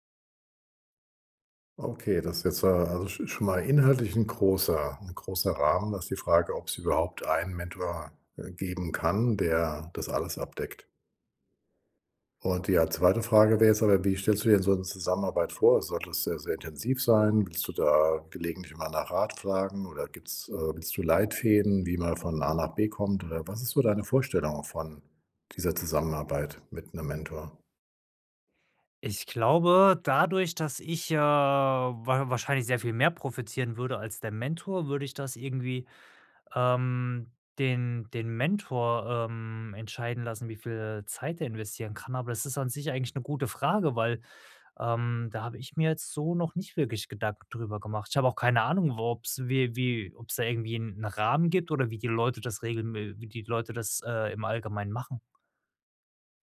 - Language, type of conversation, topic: German, advice, Wie finde ich eine Mentorin oder einen Mentor und nutze ihre oder seine Unterstützung am besten?
- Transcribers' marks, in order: other background noise; drawn out: "ja"